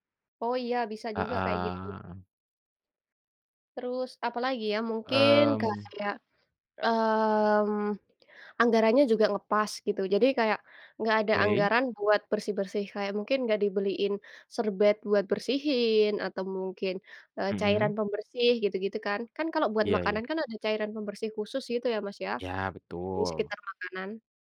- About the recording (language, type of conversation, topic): Indonesian, unstructured, Kenapa banyak restoran kurang memperhatikan kebersihan dapurnya, menurutmu?
- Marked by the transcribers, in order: none